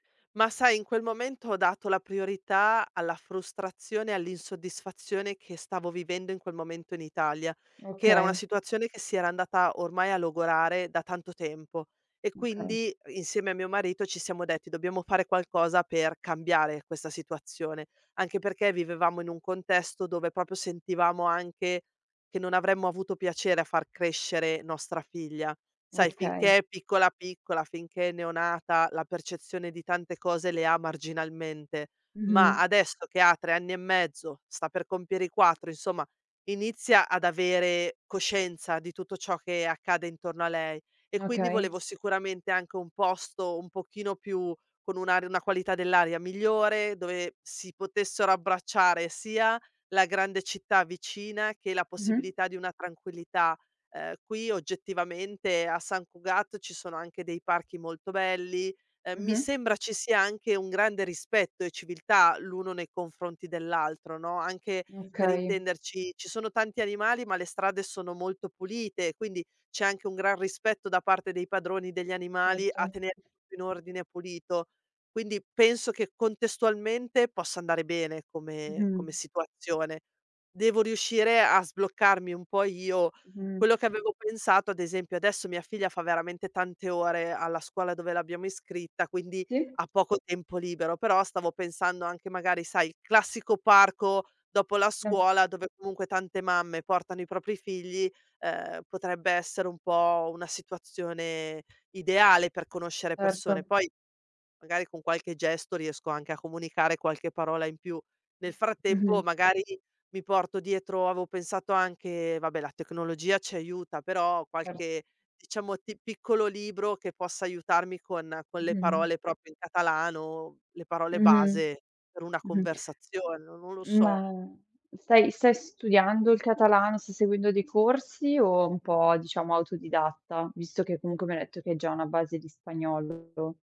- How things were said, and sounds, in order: "proprio" said as "propio"; tapping; other noise; "avevo" said as "aveo"; "proprio" said as "propio"
- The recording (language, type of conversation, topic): Italian, advice, Come stai vivendo la solitudine dopo esserti trasferito in una nuova città senza amici?